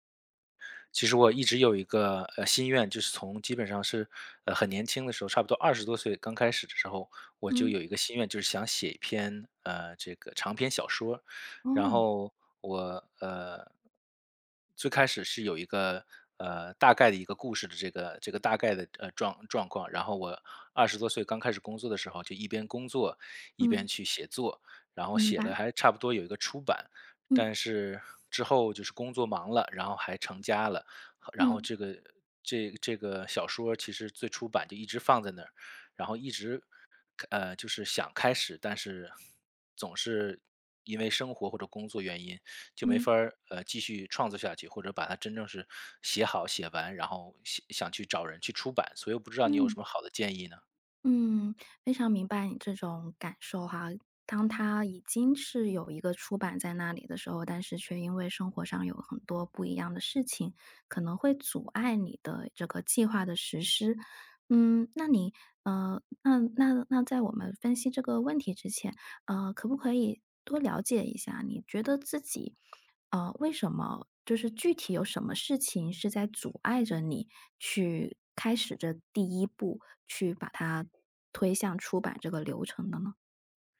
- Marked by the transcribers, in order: none
- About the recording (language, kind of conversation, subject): Chinese, advice, 为什么我的创作计划总是被拖延和打断？